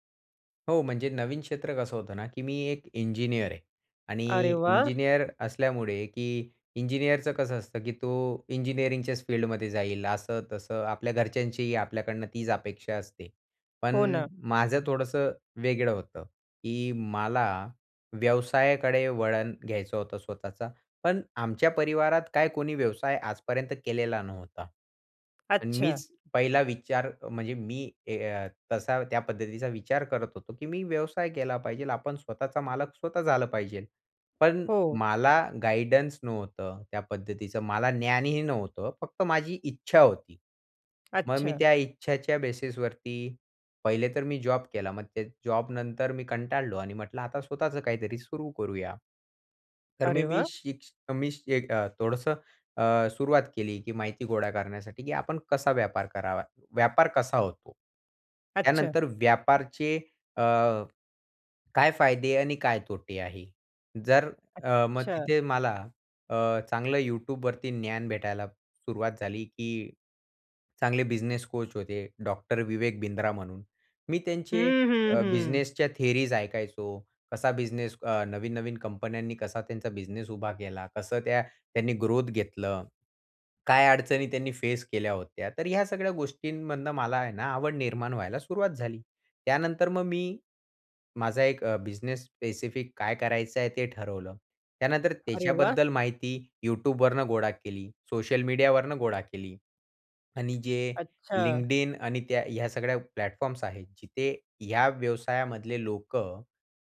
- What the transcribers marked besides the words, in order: tapping; other background noise; in English: "प्लॅटफॉर्म्स"
- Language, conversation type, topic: Marathi, podcast, नवीन क्षेत्रात उतरताना ज्ञान कसं मिळवलंत?